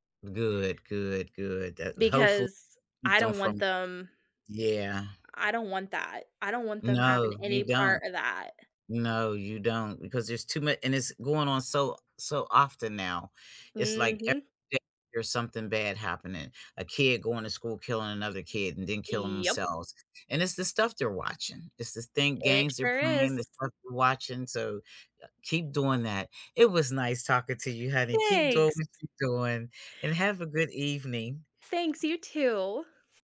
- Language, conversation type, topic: English, unstructured, Which actors do you watch no matter what role they play, and what makes them so compelling to you?
- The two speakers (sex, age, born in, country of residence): female, 30-34, United States, United States; female, 70-74, United States, United States
- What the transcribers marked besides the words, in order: none